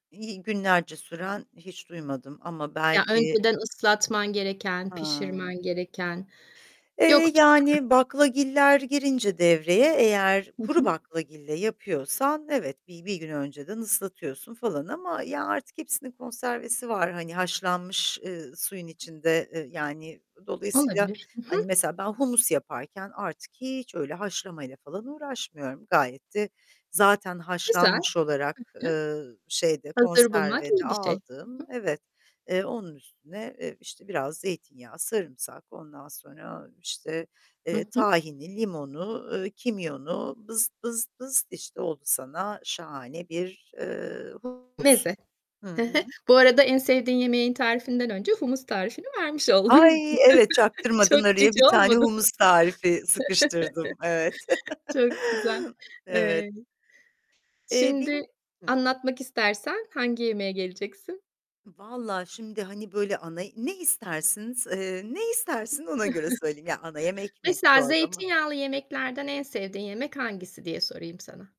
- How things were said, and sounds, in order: other background noise; distorted speech; static; tapping; joyful: "Ay, evet, çaktırmadan araya bir tane humus tarifi sıkıştırdım"; chuckle; laughing while speaking: "Çok cici olmadı mı?"; chuckle; chuckle
- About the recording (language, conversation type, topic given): Turkish, podcast, En sevdiğin ev yemeğini nasıl yaparsın?